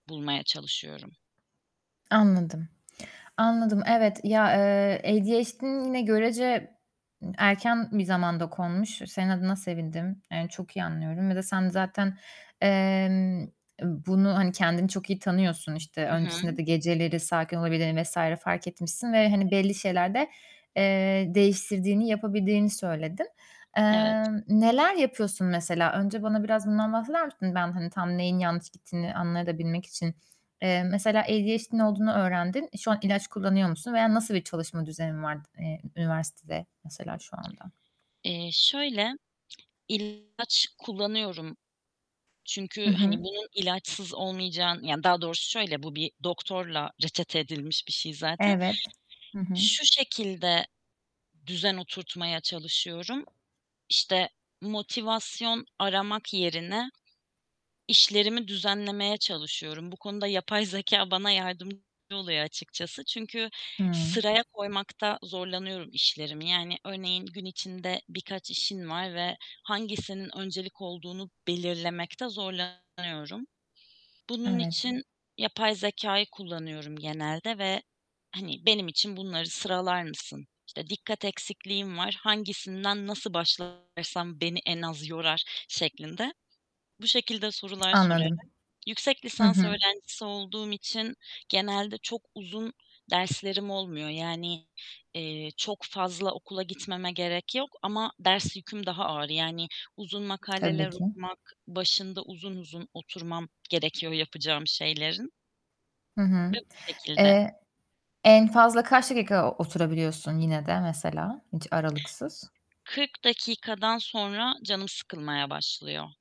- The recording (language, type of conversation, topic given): Turkish, advice, Kısa molalarda enerjimi ve odağımı nasıl hızlıca geri kazanabilirim?
- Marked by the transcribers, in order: static; distorted speech; other background noise; tapping